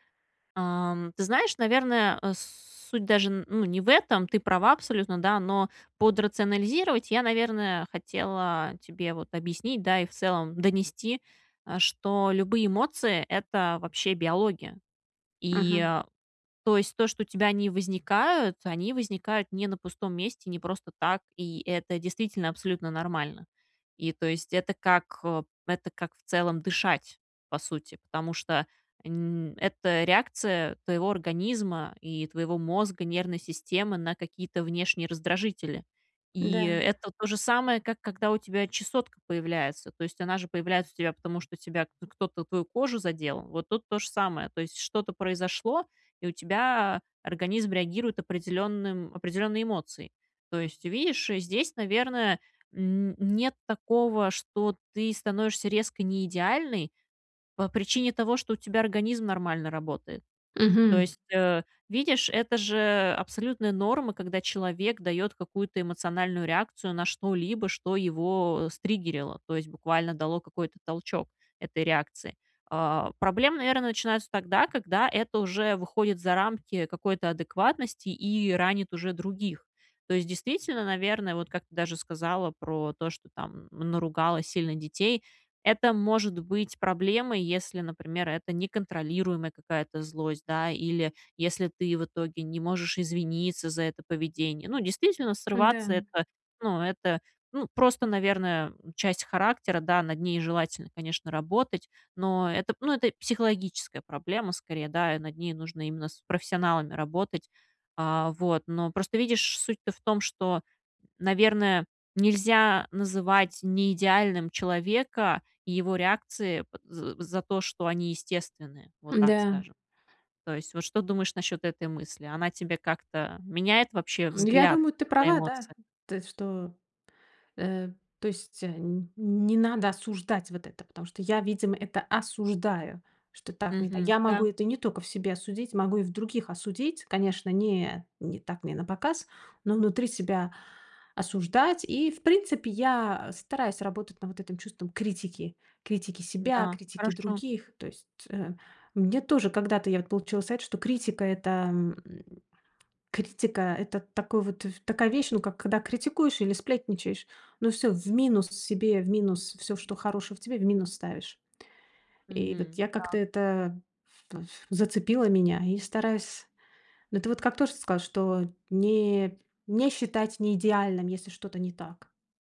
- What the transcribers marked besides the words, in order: tapping; stressed: "осуждаю"
- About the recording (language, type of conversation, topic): Russian, advice, Как принять свои эмоции, не осуждая их и себя?